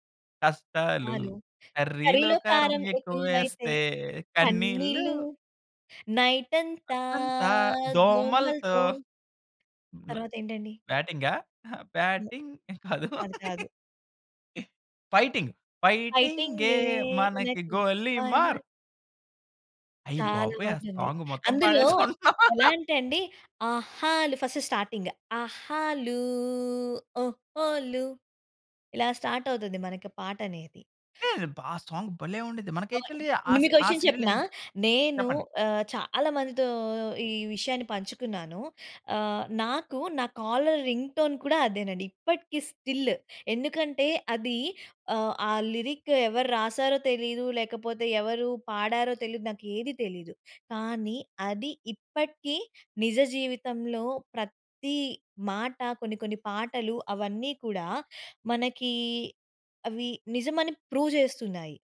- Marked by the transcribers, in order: singing: "కష్టాలు, కర్రీలో కారం ఎక్కువేస్తే కన్నీళ్ళు"; in English: "కర్రీలో"; singing: "కర్రీలో కారం ఎక్కువైతే కన్నీళ్లు. నైట్ అంతా దోమలతో"; in English: "కర్రీలో"; in English: "నైట్"; singing: "నైటంతా దోమలతో"; singing: "బ్యాటింగ్"; in English: "బ్యాటింగ్"; in English: "నో"; laugh; other background noise; singing: "ఫైటింగ్. ఫైటింగే మనకి గోలీమార్"; in English: "ఫైటింగ్"; singing: "ఫైటింగే"; unintelligible speech; in English: "సాంగ్"; laughing while speaking: "పాడేసుకుంటున్నాం"; singing: "ఆహాలు"; in English: "ఫస్ట్ స్టార్టింగ్"; singing: "ఆహాలు, ఓహోలు"; in English: "స్టార్ట్"; other noise; in English: "సాంగ్"; in English: "యాక్చువల్లి"; in English: "కాలర్ రింగ్‌టోన్"; in English: "స్టిల్"; in English: "లిరిక్"; in English: "ప్రూవ్"
- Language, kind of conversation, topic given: Telugu, podcast, పిల్లల వయసులో విన్న పాటలు ఇప్పటికీ మీ మనసును ఎలా తాకుతున్నాయి?